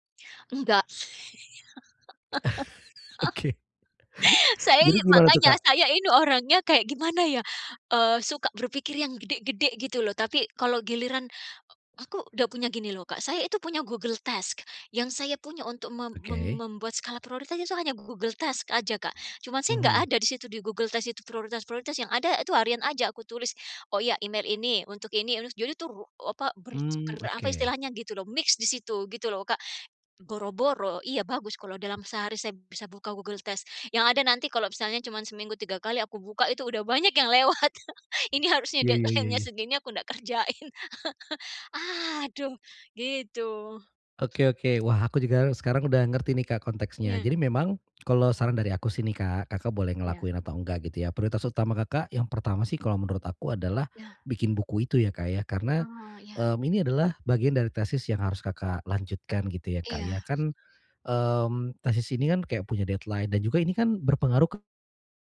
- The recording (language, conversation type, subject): Indonesian, advice, Bagaimana cara menetapkan tujuan kreatif yang realistis dan terukur?
- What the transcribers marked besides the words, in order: laugh; chuckle; other background noise; in English: "mix"; chuckle; in English: "deadline-nya"; chuckle; tapping; in English: "deadline"